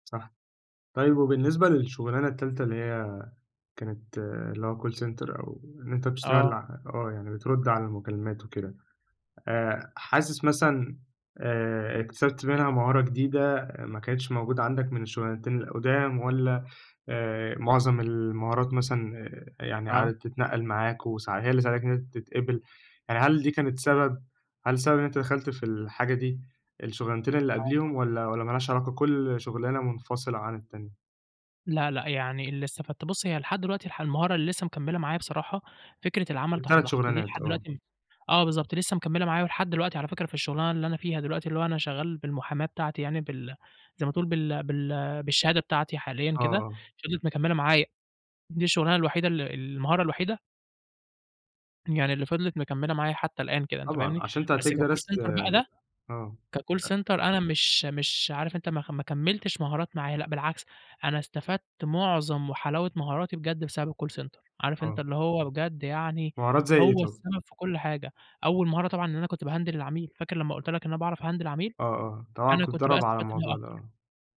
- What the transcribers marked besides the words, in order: in English: "call center"; in English: "كcall center"; in English: "كcall center"; in English: "الcall center"; in English: "باهندِل"; in English: "أهندل"
- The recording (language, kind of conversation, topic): Arabic, podcast, إيه هي المهارات اللي خدتَها معاك من شغلك القديم ولسه بتستخدمها في شغلك الحالي؟